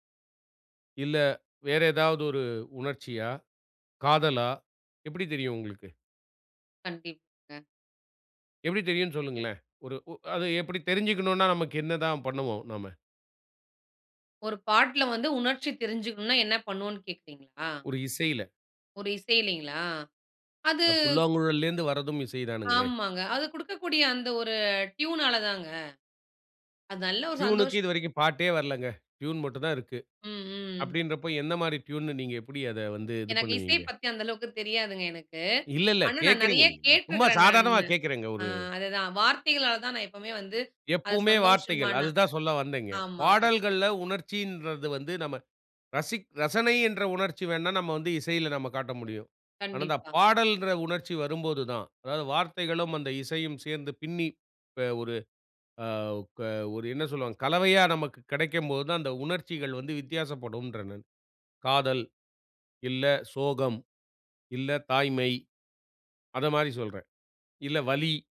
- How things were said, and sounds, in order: in English: "ட்யூனால"; in English: "ட்யூனுக்கு"; in English: "ட்யூன்"; in English: "ட்யூன்ன்னு"
- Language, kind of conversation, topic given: Tamil, podcast, இசையில் தொழில்நுட்பம் முக்கியமா, உணர்ச்சி முக்கியமா?